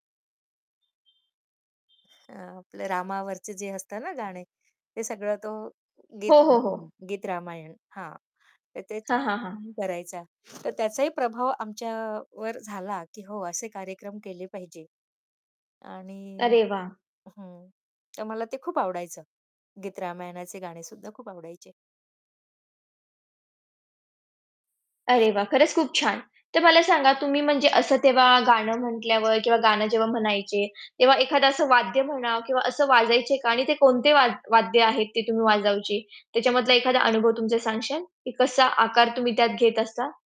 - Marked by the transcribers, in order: horn; other background noise; background speech; distorted speech; static; "वाजवायचे" said as "वाजायचे"; "वाजवायचे" said as "वाजची"; "सांगाल" said as "सांगशाल"
- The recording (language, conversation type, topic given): Marathi, podcast, कुटुंबातील गायन‑संगीताच्या वातावरणामुळे तुझी संगीताची आवड कशी घडली?